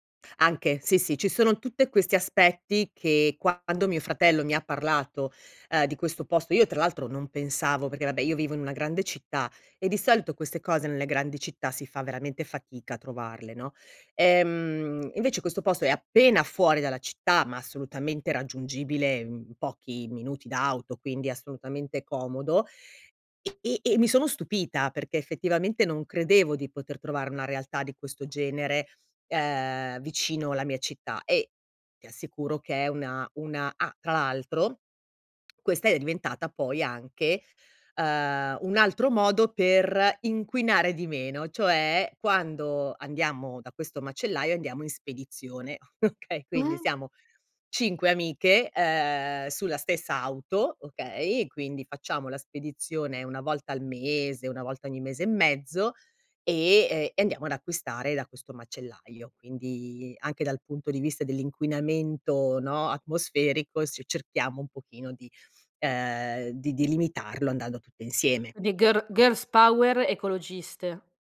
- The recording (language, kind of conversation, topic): Italian, podcast, Cosa fai ogni giorno per ridurre i rifiuti?
- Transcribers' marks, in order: giggle; laughing while speaking: "okay"; in English: "girl girl's power"